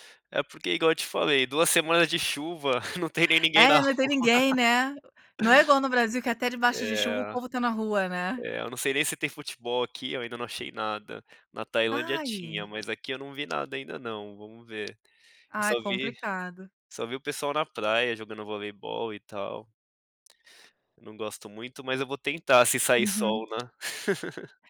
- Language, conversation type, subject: Portuguese, podcast, Quando você se sente sozinho, o que costuma fazer?
- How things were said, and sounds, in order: chuckle; laugh; laugh